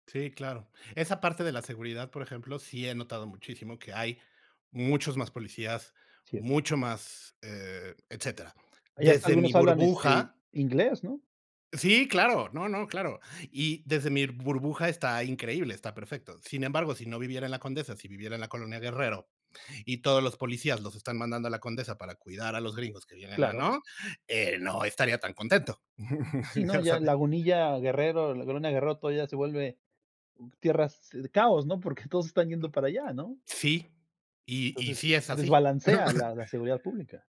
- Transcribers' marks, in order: laughing while speaking: "Ya sabes"; laughing while speaking: "Porque"; other background noise; tapping; laugh
- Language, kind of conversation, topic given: Spanish, unstructured, ¿Piensas que el turismo masivo destruye la esencia de los lugares?